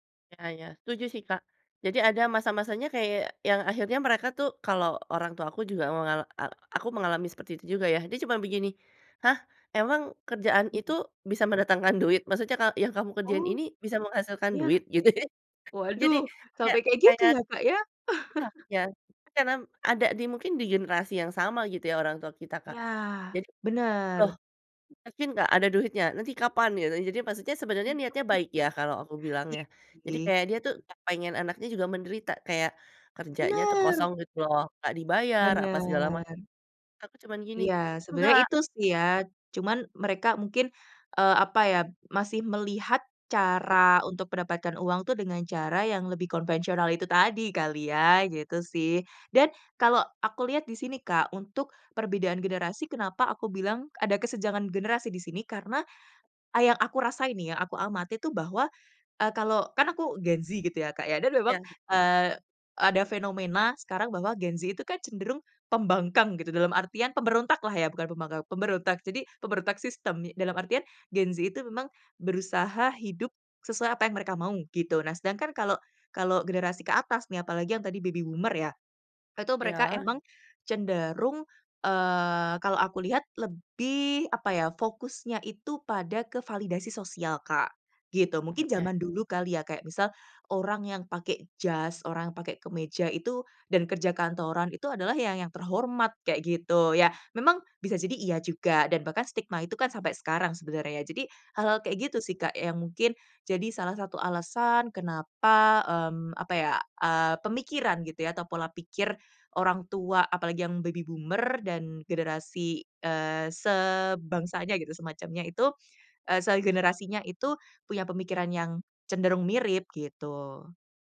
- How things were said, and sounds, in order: tapping; laughing while speaking: "mendatangkan"; surprised: "Waduh!"; laughing while speaking: "gitu"; other background noise; unintelligible speech; chuckle; unintelligible speech; stressed: "pembangkang"; in English: "baby boomer"; in English: "baby boomer"
- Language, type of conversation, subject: Indonesian, podcast, Bagaimana cara menyeimbangkan ekspektasi sosial dengan tujuan pribadi?